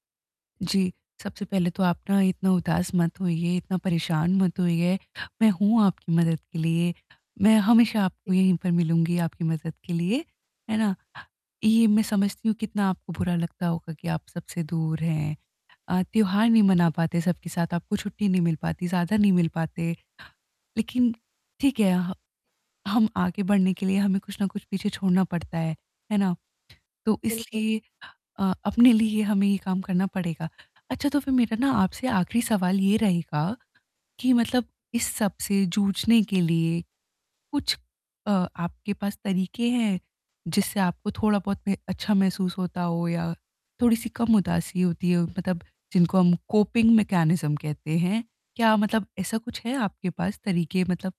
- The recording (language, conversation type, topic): Hindi, advice, दूर रहकर पुरानी यादों से जुड़ी उदासी को मैं कैसे संभालूँ?
- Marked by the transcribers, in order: distorted speech; unintelligible speech; other background noise; unintelligible speech; static; in English: "कोपिंग मैकेनिज्म"; tapping